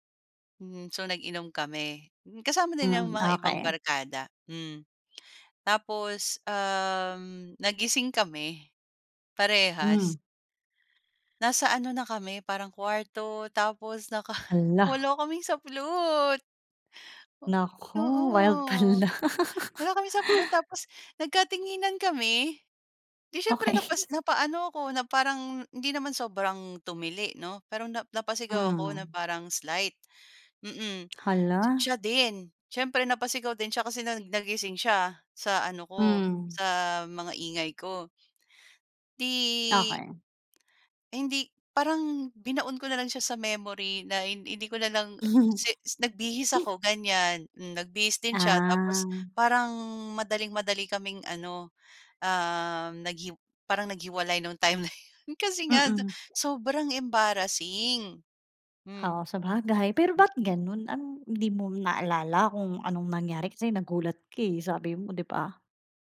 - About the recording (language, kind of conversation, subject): Filipino, podcast, May tao bang biglang dumating sa buhay mo nang hindi mo inaasahan?
- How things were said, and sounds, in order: tapping; chuckle; laugh; giggle; tongue click; laugh; laughing while speaking: "na yun"; unintelligible speech